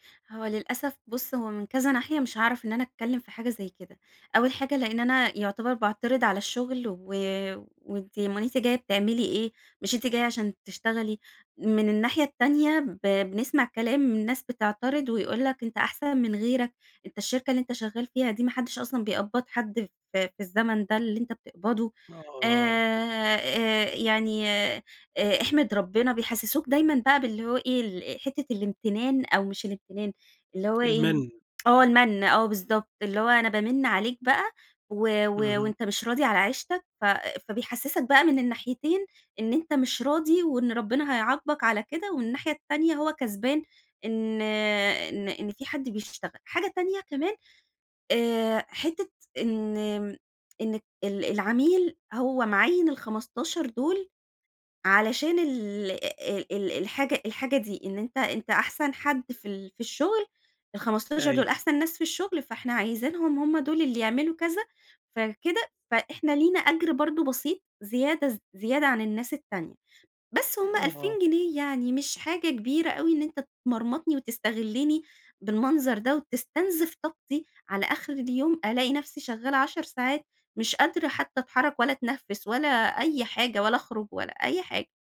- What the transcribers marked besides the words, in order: tapping
- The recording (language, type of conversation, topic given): Arabic, advice, إزاي أحط حدود لما يحمّلوني شغل زيادة برا نطاق شغلي؟